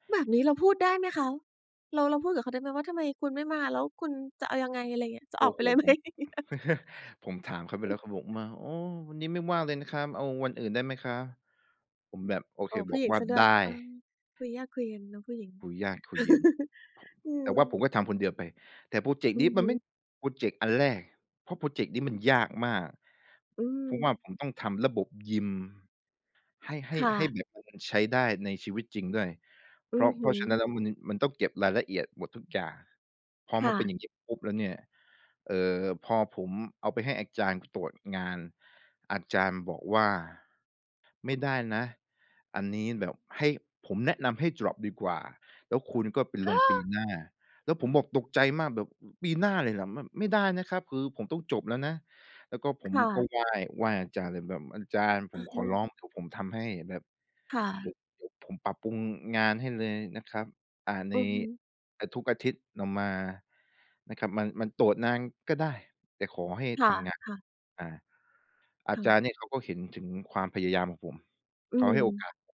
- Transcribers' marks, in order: chuckle; laughing while speaking: "ไหม"; chuckle; other noise; chuckle
- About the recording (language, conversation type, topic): Thai, podcast, มีเคล็ดลับอะไรบ้างที่ช่วยให้เรากล้าล้มแล้วลุกขึ้นมาลองใหม่ได้อีกครั้ง?